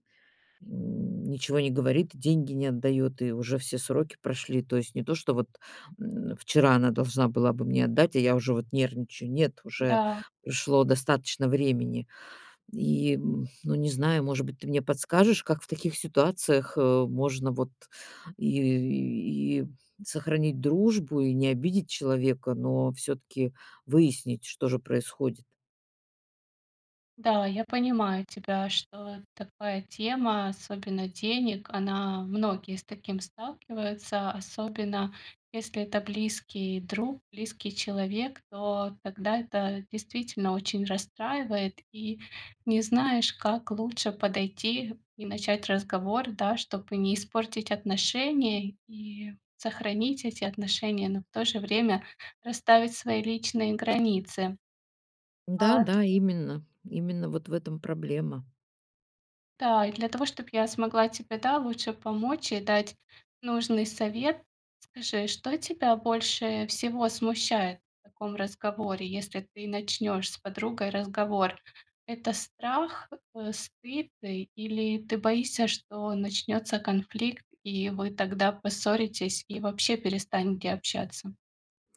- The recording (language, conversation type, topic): Russian, advice, Как начать разговор о деньгах с близкими, если мне это неудобно?
- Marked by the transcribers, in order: grunt; other background noise; tapping